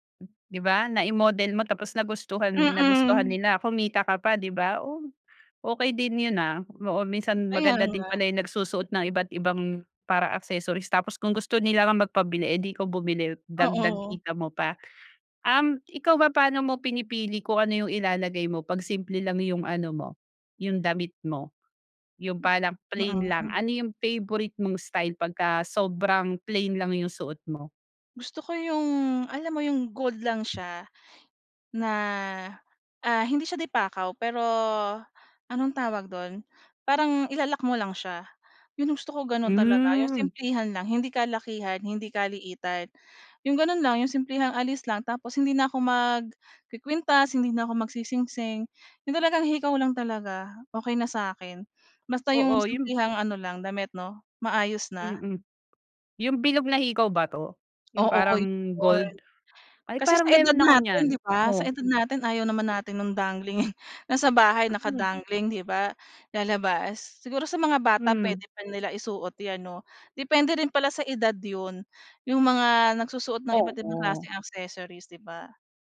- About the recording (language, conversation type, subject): Filipino, podcast, Paano nakakatulong ang mga palamuti para maging mas makahulugan ang estilo mo kahit simple lang ang damit?
- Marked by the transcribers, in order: other background noise; other noise; tapping; laughing while speaking: "dangling"